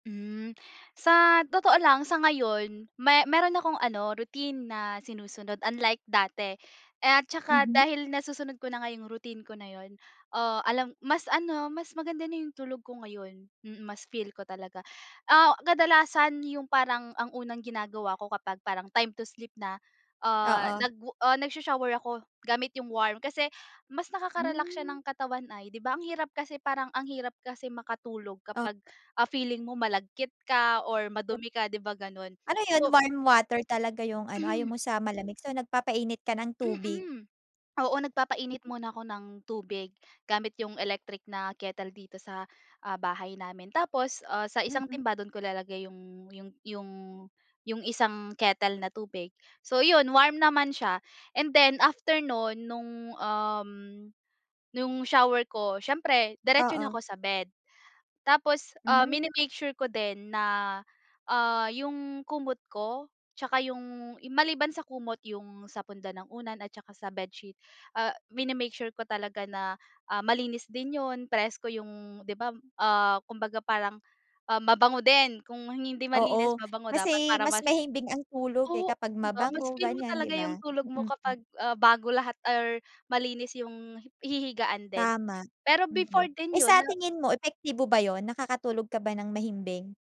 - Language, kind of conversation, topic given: Filipino, podcast, Ano ang ginagawa mo bago matulog para mas mahimbing ang tulog mo?
- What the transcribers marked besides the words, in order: cough